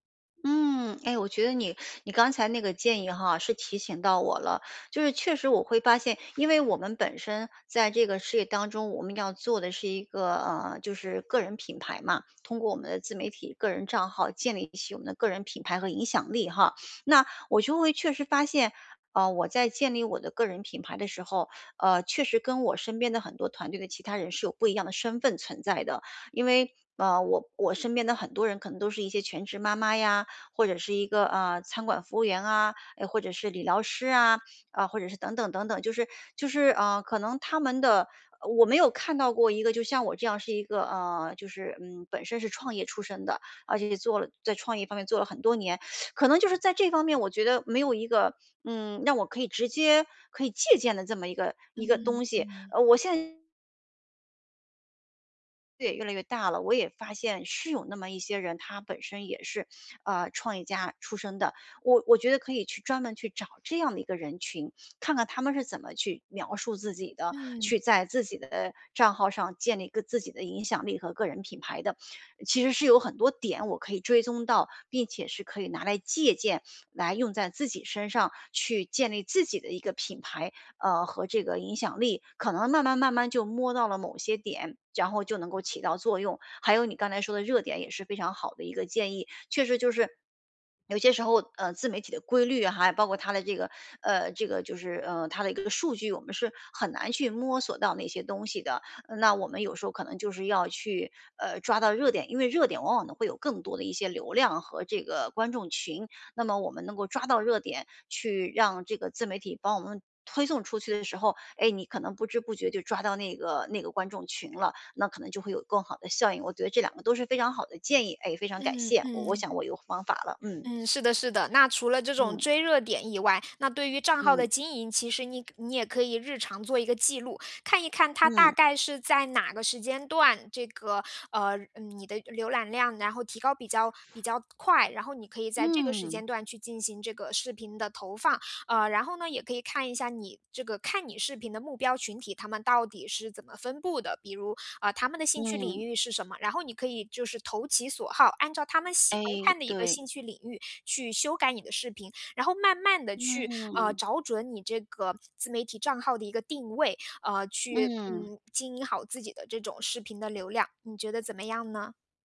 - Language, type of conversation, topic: Chinese, advice, 我怎样才能摆脱反复出现的负面模式？
- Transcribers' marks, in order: teeth sucking; other background noise